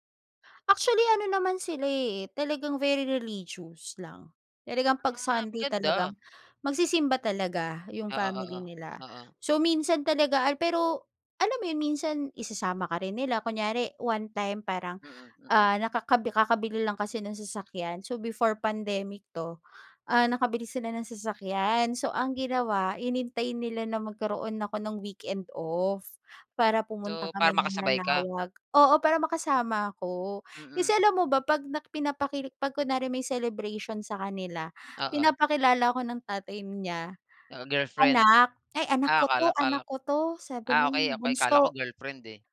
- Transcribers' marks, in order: in English: "very religious"; in English: "weekend off"
- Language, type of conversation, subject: Filipino, podcast, Paano ka tinanggap ng isang lokal na pamilya?
- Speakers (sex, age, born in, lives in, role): female, 35-39, Philippines, Philippines, guest; male, 35-39, Philippines, Philippines, host